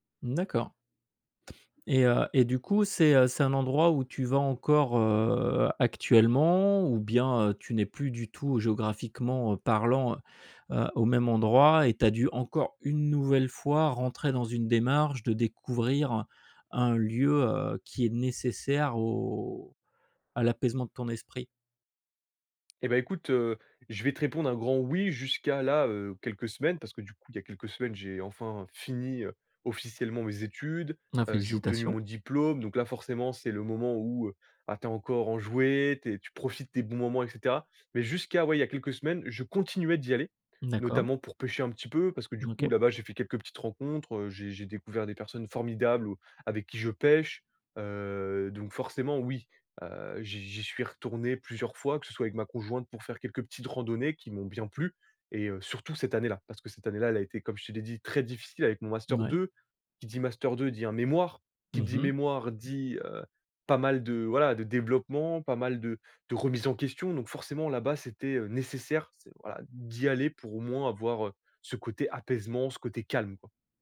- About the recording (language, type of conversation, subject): French, podcast, Quel est l’endroit qui t’a calmé et apaisé l’esprit ?
- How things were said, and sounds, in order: other background noise; drawn out: "heu"; tapping; drawn out: "au"; stressed: "enjoué"; stressed: "continuais"; drawn out: "Heu"